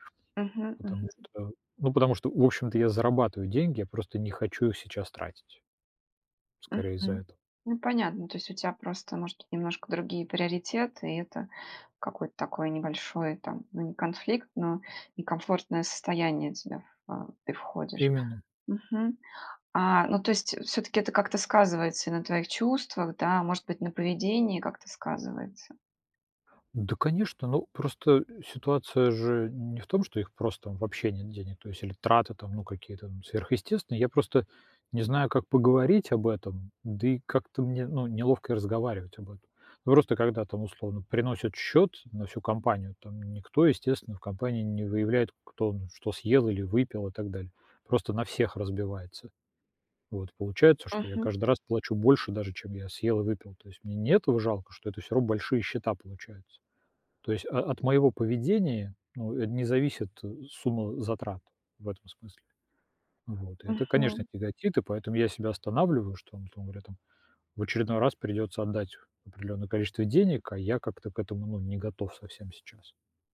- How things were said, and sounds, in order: none
- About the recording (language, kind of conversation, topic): Russian, advice, Как справляться с неловкостью из-за разницы в доходах среди знакомых?